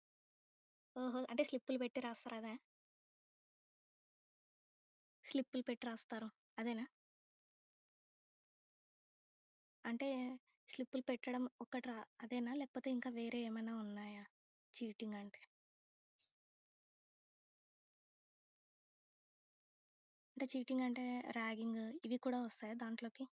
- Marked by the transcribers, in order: in English: "ర్యాగింగ్"
- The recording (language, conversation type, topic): Telugu, podcast, మీరు మాటలతో కాకుండా నిశ్శబ్దంగా “లేదు” అని చెప్పిన సందర్భం ఏమిటి?